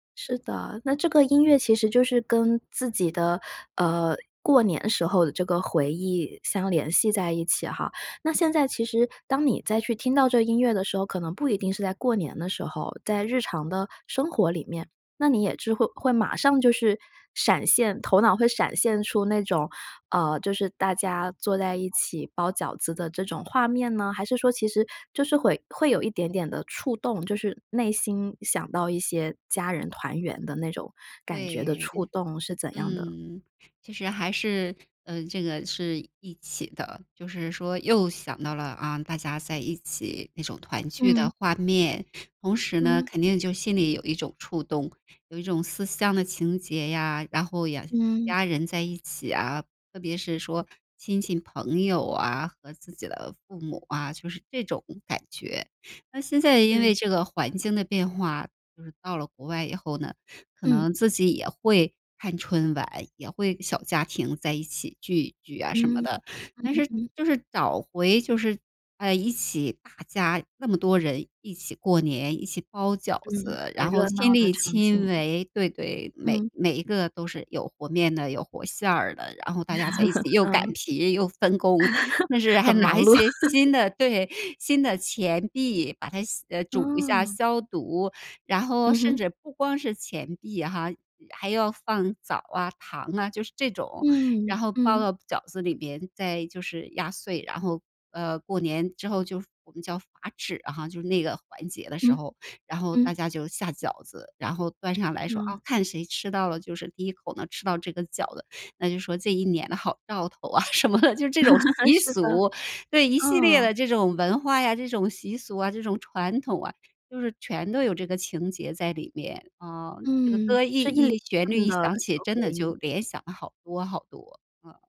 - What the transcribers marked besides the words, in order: other background noise; joyful: "就是还拿一些新的 对，新的钱币把它洗 呃，煮一下消毒"; laugh; laugh; laughing while speaking: "啊什么的"; chuckle
- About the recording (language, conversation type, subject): Chinese, podcast, 节庆音乐带给你哪些记忆？
- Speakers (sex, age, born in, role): female, 30-34, China, host; female, 45-49, China, guest